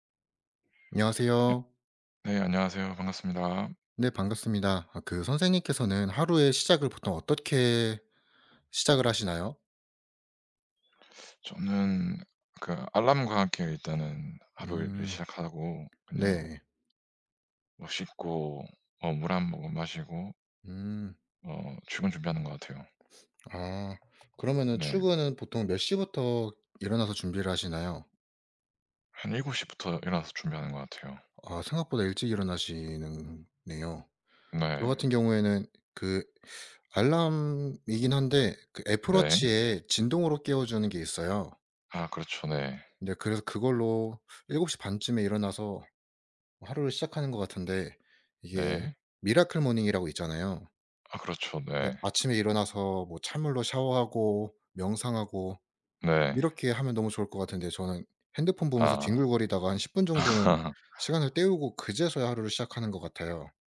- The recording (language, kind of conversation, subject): Korean, unstructured, 오늘 하루는 보통 어떻게 시작하세요?
- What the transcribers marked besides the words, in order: tapping; teeth sucking; sniff; other background noise; laugh